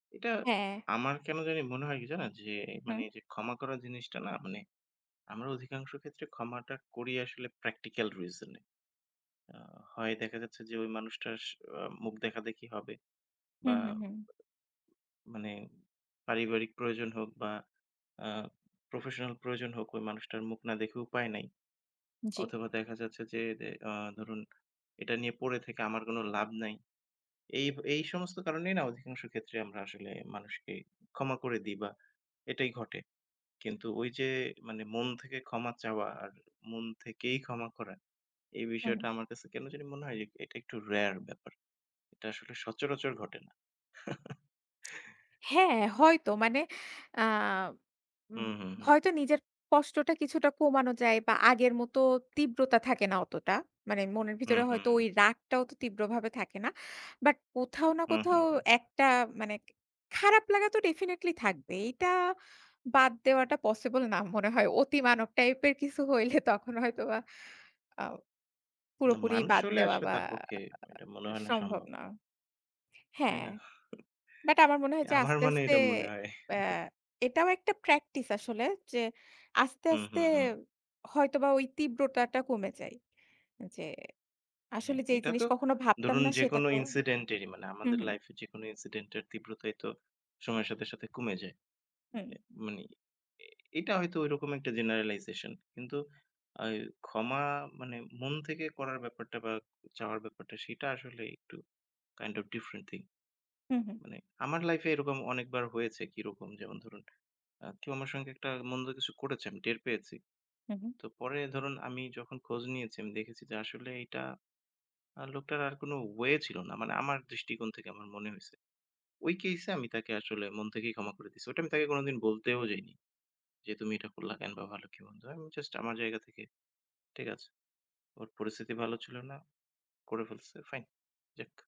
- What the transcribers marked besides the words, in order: in English: "practical reason"; other noise; in English: "professional"; in English: "rare"; chuckle; in English: "definitely"; laughing while speaking: "অতিমানব টাইপের কিছু হইলে তখন হয়তোবা"; chuckle; chuckle; in English: "practice"; "তীব্রতাটা" said as "তীব্রটাটা"; in English: "incedent"; in English: "incedent"; tapping; in English: "generalization"; in English: "kind of different thing"; in English: "case"
- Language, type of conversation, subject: Bengali, unstructured, কোন পরিস্থিতিতে কাউকে ক্ষমা করা সবচেয়ে কঠিন হয়ে পড়ে?